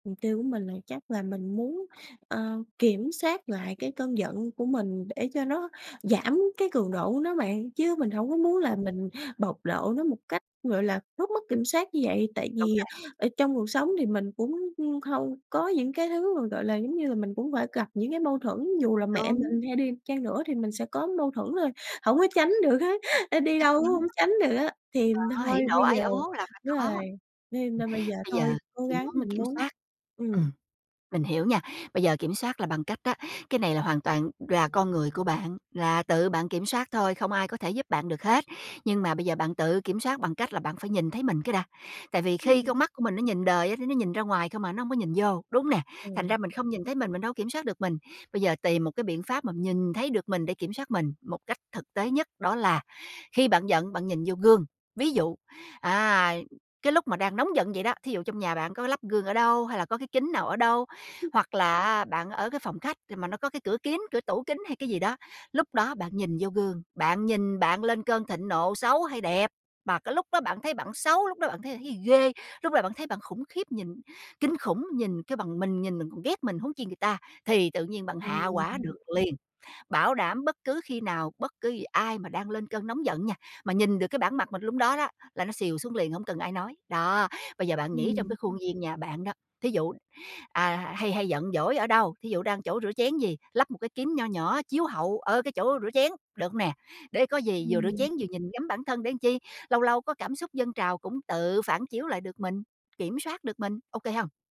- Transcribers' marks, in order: tapping; other background noise; laughing while speaking: "hết"; other noise; unintelligible speech
- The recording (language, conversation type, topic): Vietnamese, advice, Tại sao tôi thường phản ứng tức giận quá mức khi xảy ra xung đột, và tôi có thể làm gì để kiểm soát tốt hơn?